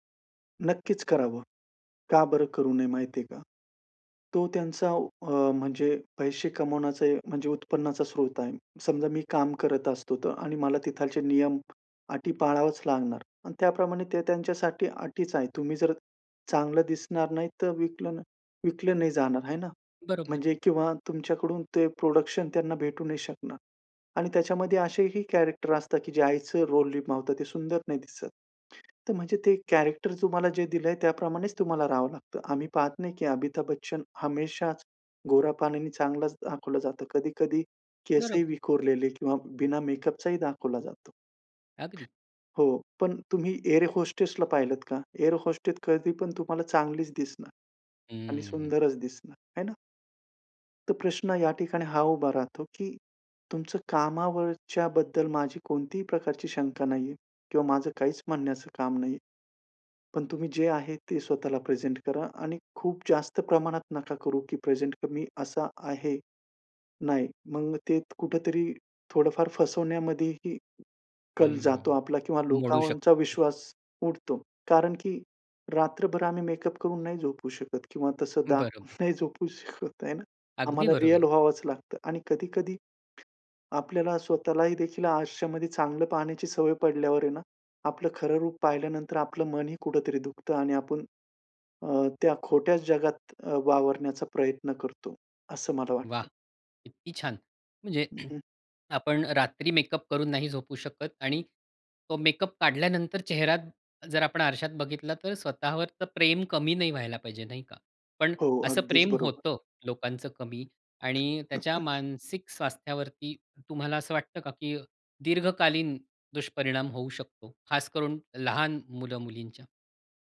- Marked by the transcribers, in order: "तिथले" said as "तिथालचे"; in English: "प्रोडक्शन"; in English: "कॅरेक्टर"; "निभावतं" said as "विमावतं"; other background noise; in English: "कॅरेक्टर"; in English: "मेकअपचा"; in English: "एअर होस्टेसला"; in English: "एअर होस्टेस"; "लोकांवरचा" said as "लोकांवंचा"; in English: "मेकअप"; laughing while speaking: "दाखून नाही झोपू शकत"; tapping; throat clearing; in English: "मेकअप"; in English: "मेकअप"; chuckle
- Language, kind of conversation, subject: Marathi, podcast, ऑनलाइन आणि वास्तव आयुष्यातली ओळख वेगळी वाटते का?